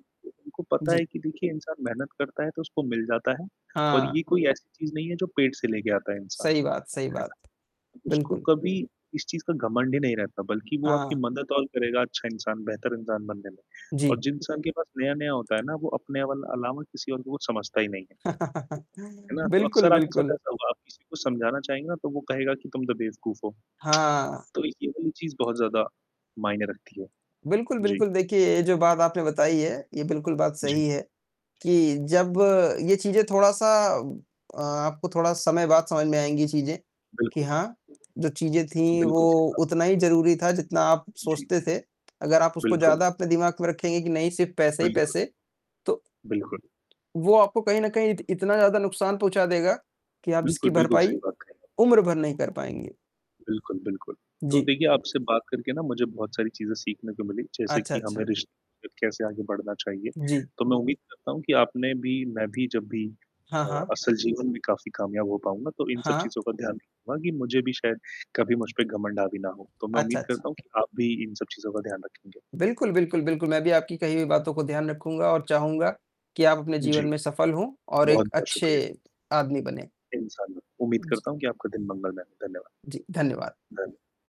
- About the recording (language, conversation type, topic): Hindi, unstructured, पैसे के लिए आप कितना समझौता कर सकते हैं?
- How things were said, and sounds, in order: mechanical hum; distorted speech; other background noise; chuckle; static; tapping